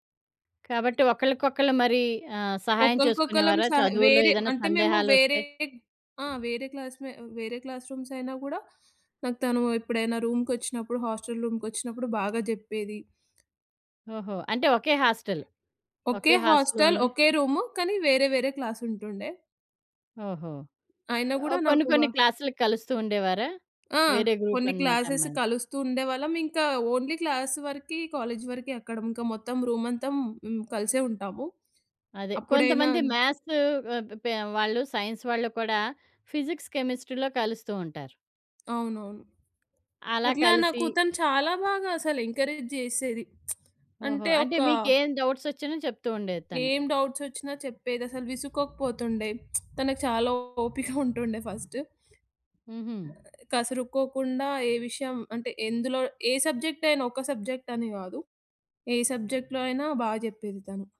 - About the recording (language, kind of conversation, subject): Telugu, podcast, మీ జీవితంలో మీకు అత్యుత్తమ సలహా ఇచ్చిన వ్యక్తి ఎవరు, ఎందుకు?
- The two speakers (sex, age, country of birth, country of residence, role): female, 20-24, India, India, guest; female, 45-49, India, India, host
- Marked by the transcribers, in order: tapping; other background noise; in English: "క్లాస్ రూమ్స్"; in English: "హాస్టల్"; in English: "హాస్టల్‌లో"; in English: "హాస్టల్"; in English: "క్లాస్"; in English: "గ్రూప్"; in English: "క్లాసెస్"; in English: "ఓన్లీ క్లాస్"; in English: "కాలేజ్"; in English: "మ్యాథ్స్"; in English: "ఫిజిక్స్, కెమిస్ట్రీలో"; in English: "ఎంకరేజ్"; lip smack; in English: "డౌట్స్"; in English: "డౌట్స్"; lip smack; chuckle; in English: "ఫస్ట్"; in English: "సబ్జెక్ట్"; in English: "సబ్జెక్ట్"; in English: "సబ్జెక్ట్‌లో"